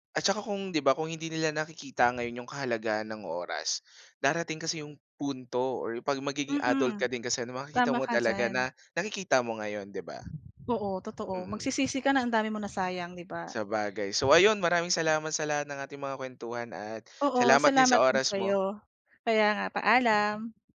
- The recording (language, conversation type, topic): Filipino, podcast, Ano ang paborito mong paraan para magpalipas ng oras nang sulit?
- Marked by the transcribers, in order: fan